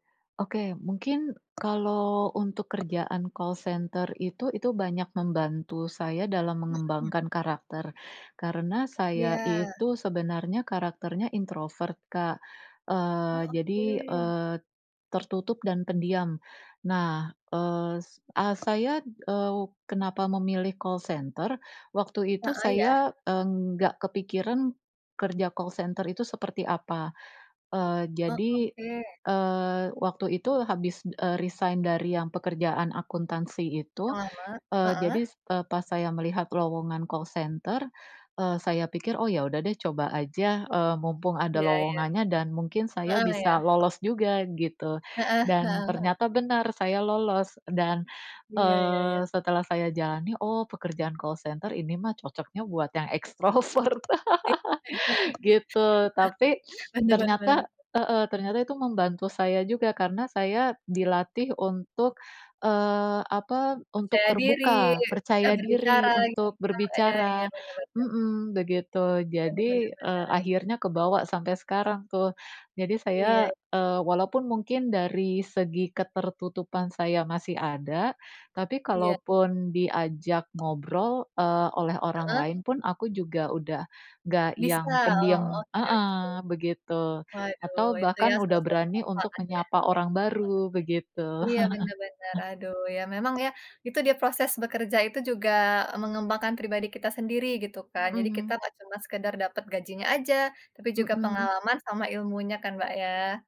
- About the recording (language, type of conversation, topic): Indonesian, unstructured, Bagaimana cara kamu memilih pekerjaan yang paling cocok untukmu?
- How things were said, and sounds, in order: tapping; in English: "call center"; in English: "call center"; in English: "call center"; in English: "call center"; in English: "call center"; chuckle; laughing while speaking: "ekstrovert"; laugh; sniff; other background noise; unintelligible speech; chuckle